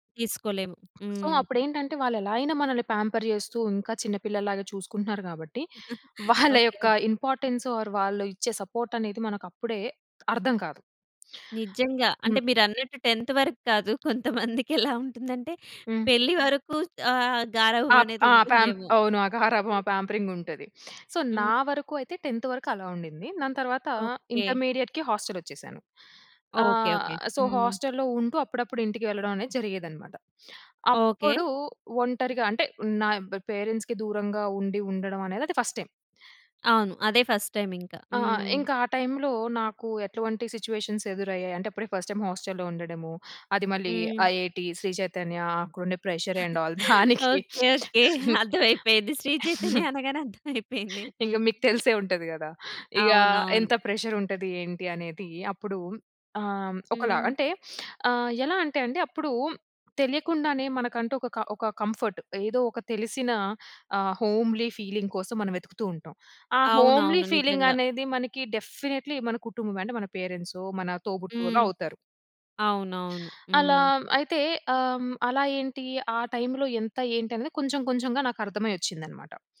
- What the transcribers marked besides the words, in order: in English: "సో"; in English: "పేంపర్"; chuckle; in English: "ఇంపార్టన్స్ ఆర్"; in English: "సపోర్ట్"; in English: "టెన్త్"; laughing while speaking: "కొంతమందికి ఎలా ఉంటుందంటే పెళ్ళి వరకు ఆహ్, గారాభం అనేది ఉంటుందేమో!"; other background noise; in English: "పేంపరింగ్"; in English: "సో"; in English: "టెన్త్"; in English: "ఇంటర్మీడియేట్‌కి హాస్టల్"; in English: "సో, హాస్టల్‌లో"; in English: "పేరెంట్స్‌కి"; in English: "ఫస్ట్ టైమ్"; in English: "ఫస్ట్ టైమ్"; in English: "టైమ్‌లో"; in English: "సిట్యుయేషన్స్"; in English: "ఫస్ట్ టైమ్ హోస్టల్‌లో"; in English: "ఐఐటీ"; laughing while speaking: "ఓకే. ఓకే. అర్థమైపోయింది. శ్రీ చైతన్య అనగానే అర్థమైపోయింది"; in English: "ప్రెషర్ అండ్ ఆల్"; laughing while speaking: "దానికి"; chuckle; in English: "ప్రెషర్"; in English: "కంఫర్ట్"; in English: "హోమ్లీ ఫీలింగ్"; in English: "హోమ్లీ ఫీలింగ్"; in English: "డెఫినెట్లీ"; in English: "టైమ్‌లో"
- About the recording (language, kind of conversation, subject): Telugu, podcast, స్నేహితులు, కుటుంబంతో కలిసి ఉండటం మీ మానసిక ఆరోగ్యానికి ఎలా సహాయపడుతుంది?